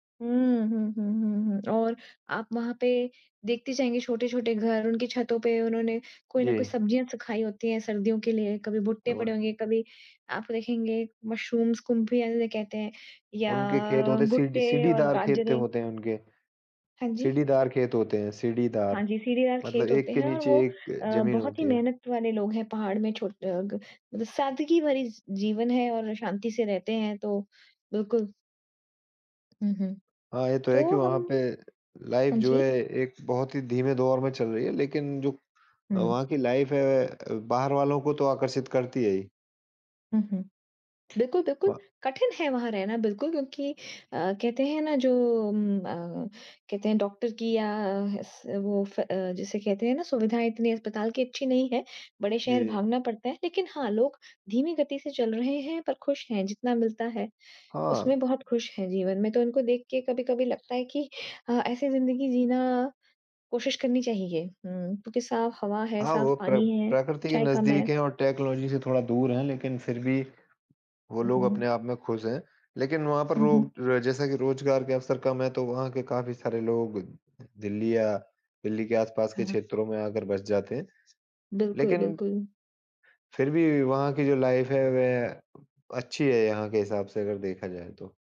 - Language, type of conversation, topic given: Hindi, unstructured, समुद्र तट की छुट्टी और पहाड़ों की यात्रा में से आप क्या चुनेंगे?
- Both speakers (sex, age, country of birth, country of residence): female, 40-44, India, Netherlands; male, 35-39, India, India
- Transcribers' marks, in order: other background noise; in English: "मशरूम्स"; in English: "लाइफ़"; in English: "लाइफ़"; in English: "टेक्नोलॉज़ी"; in English: "लाइफ़"